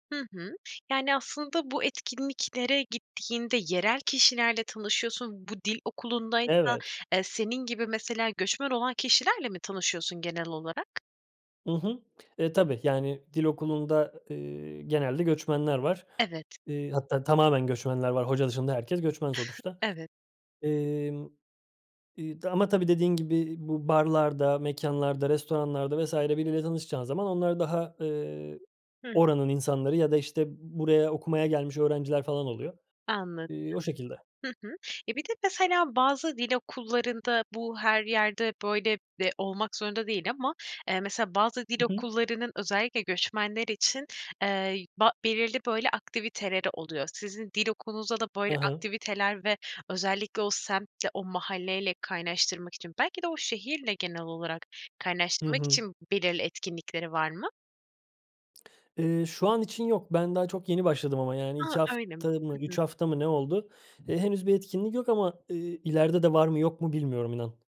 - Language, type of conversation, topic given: Turkish, podcast, Yeni bir semte taşınan biri, yeni komşularıyla ve mahalleyle en iyi nasıl kaynaşır?
- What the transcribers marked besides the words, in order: tapping